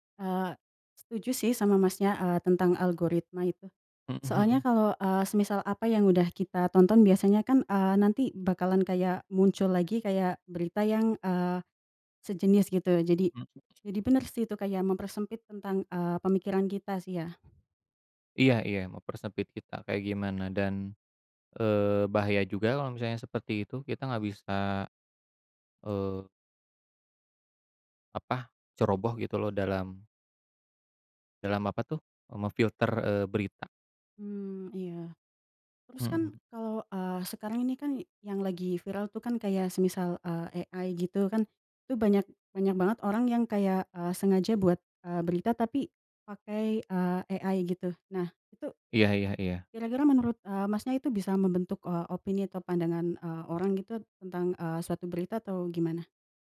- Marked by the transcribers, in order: other background noise; tapping; in English: "AI"; in English: "AI"
- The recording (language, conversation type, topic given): Indonesian, unstructured, Bagaimana menurutmu media sosial memengaruhi berita saat ini?